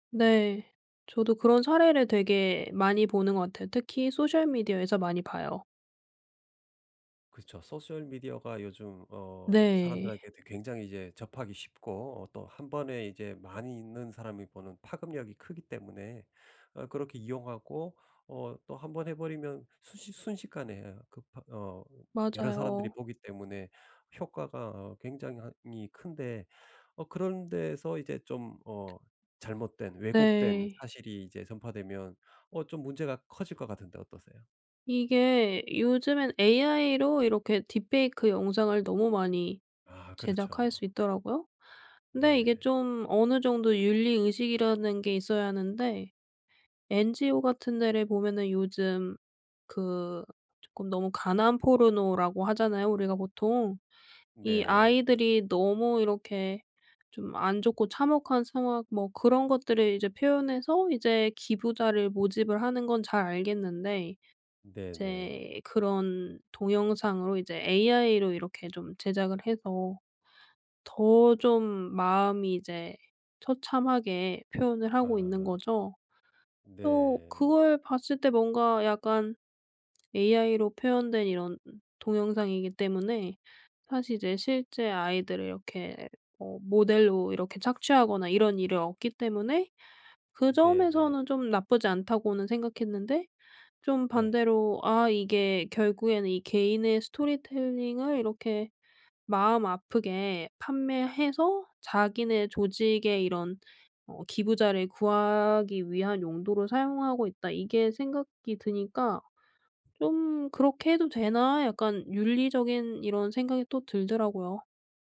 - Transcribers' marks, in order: in English: "소셜 미디어에서"; in English: "스토리텔링을"
- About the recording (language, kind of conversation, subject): Korean, podcast, 스토리로 사회 문제를 알리는 것은 효과적일까요?